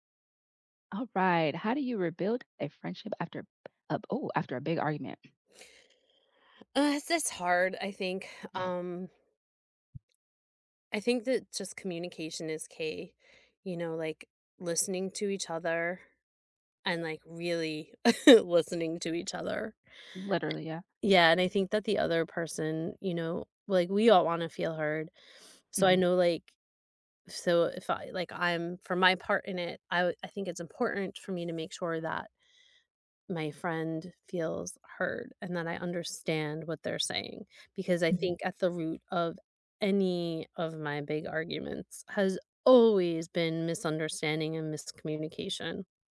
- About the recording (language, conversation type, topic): English, unstructured, How do you rebuild a friendship after a big argument?
- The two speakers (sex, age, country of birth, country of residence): female, 30-34, United States, United States; female, 50-54, United States, United States
- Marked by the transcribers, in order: lip smack; other background noise; tapping; chuckle; sniff